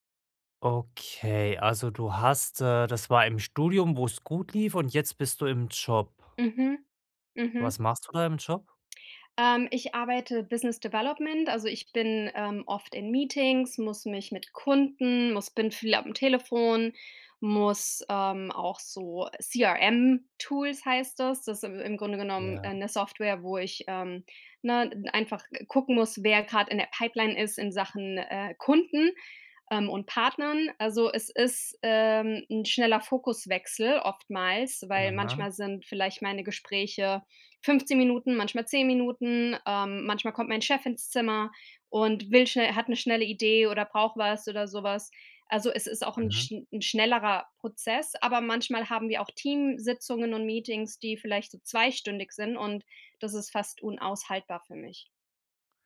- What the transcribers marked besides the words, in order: in English: "Business Development"; put-on voice: "CRM"; in English: "Tools"
- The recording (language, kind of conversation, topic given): German, advice, Wie kann ich meine Konzentration bei Aufgaben verbessern und fokussiert bleiben?